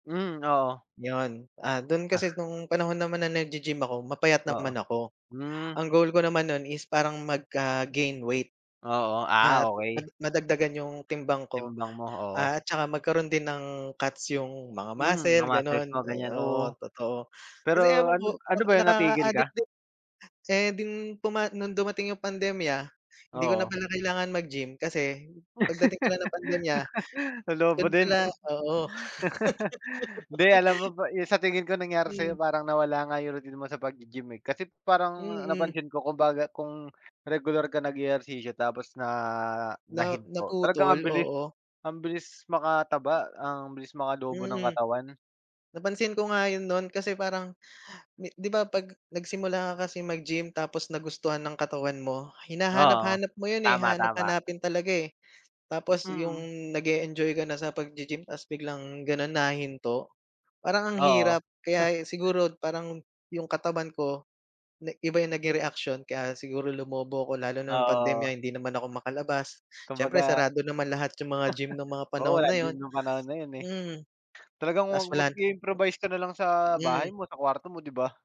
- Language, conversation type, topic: Filipino, unstructured, Ano ang palagay mo sa kahalagahan ng regular na pag-eehersisyo?
- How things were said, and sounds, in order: laugh; laugh; other background noise; laugh